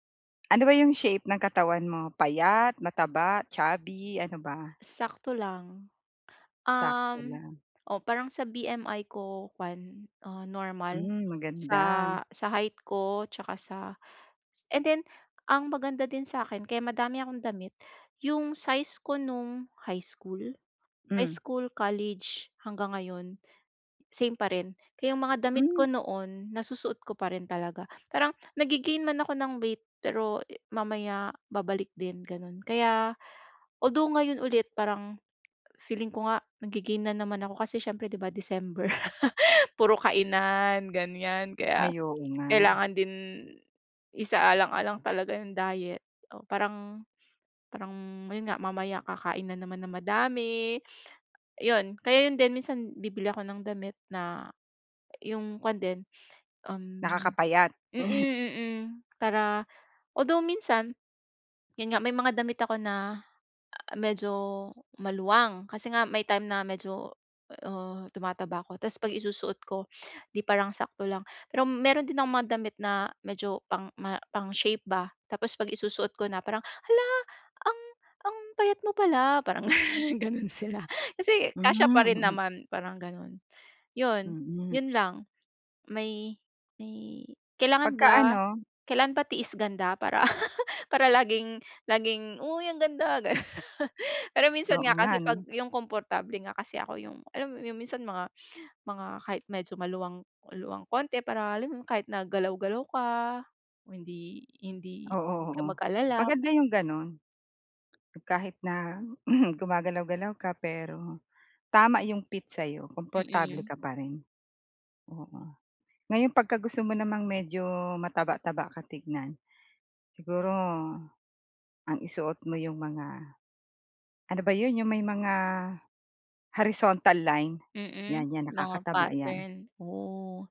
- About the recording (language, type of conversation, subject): Filipino, advice, Paano ako makakahanap ng damit na bagay sa akin?
- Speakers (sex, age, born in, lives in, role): female, 40-44, Philippines, Philippines, user; female, 45-49, Philippines, Philippines, advisor
- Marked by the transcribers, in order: laugh; throat clearing; laughing while speaking: "parang ganun sila"; laugh; laughing while speaking: "ganun. Pero minsan nga"; throat clearing; "fit" said as "pit"